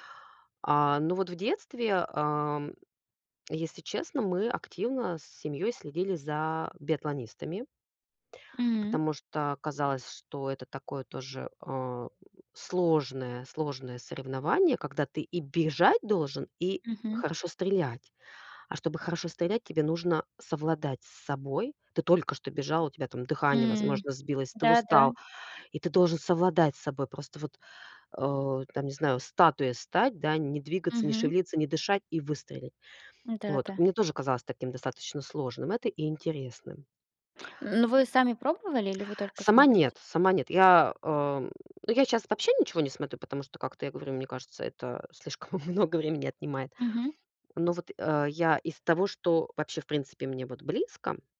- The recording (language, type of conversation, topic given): Russian, unstructured, Какой спорт тебе нравится и почему?
- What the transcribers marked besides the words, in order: chuckle